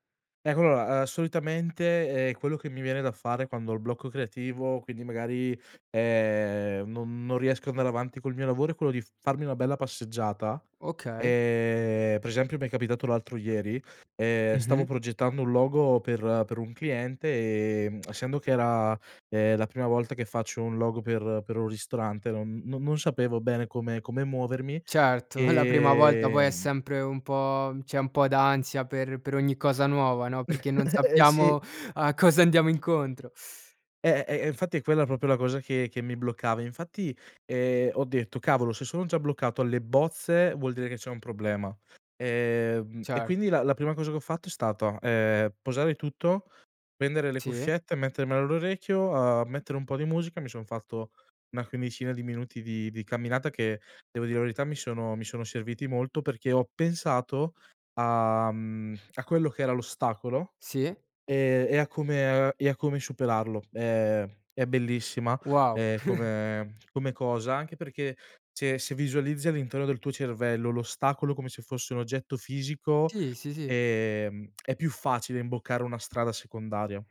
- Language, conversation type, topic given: Italian, podcast, Come superi il blocco creativo quando ti fermi, sai?
- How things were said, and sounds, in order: "allora" said as "alloa"; chuckle; laughing while speaking: "Eh sì"; laughing while speaking: "a cosa andiamo incontro"; "proprio" said as "propio"; tapping; chuckle